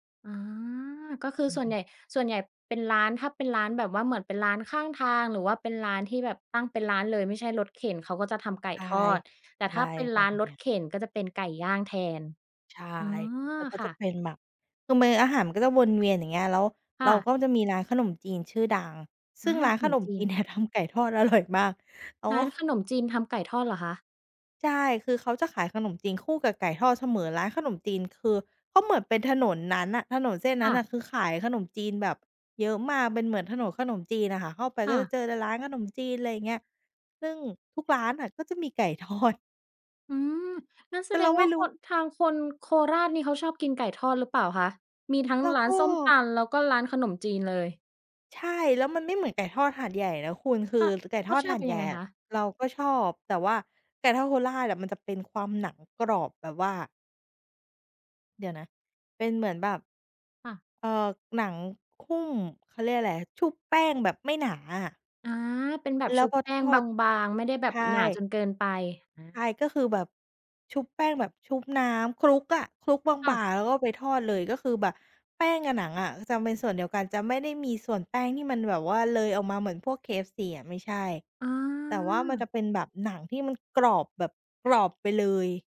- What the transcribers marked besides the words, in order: laughing while speaking: "อร่อยมาก"; laughing while speaking: "ไก่ทอด"
- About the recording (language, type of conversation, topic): Thai, podcast, อาหารบ้านเกิดที่คุณคิดถึงที่สุดคืออะไร?